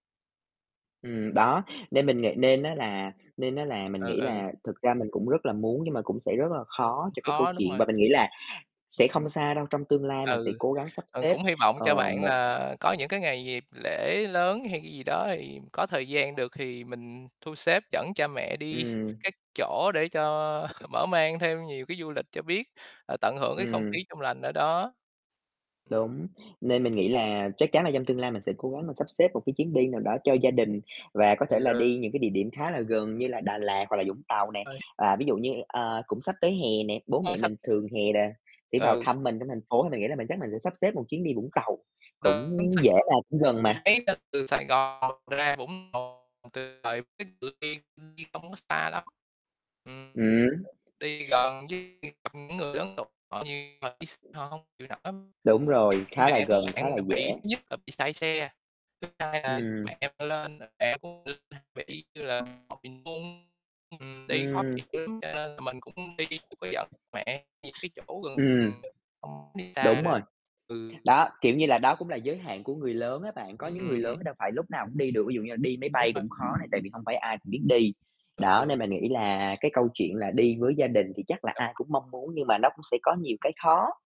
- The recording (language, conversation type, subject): Vietnamese, unstructured, Bạn đã từng đi đâu để tận hưởng thiên nhiên xanh mát?
- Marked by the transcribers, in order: tapping; chuckle; mechanical hum; distorted speech; other background noise